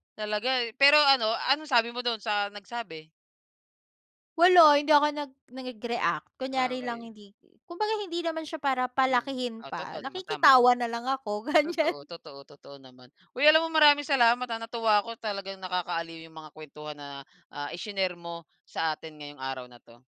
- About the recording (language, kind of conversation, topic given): Filipino, podcast, Ano ang masasabi mo tungkol sa epekto ng mga panggrupong usapan at pakikipag-chat sa paggamit mo ng oras?
- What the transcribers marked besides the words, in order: laughing while speaking: "ganyan"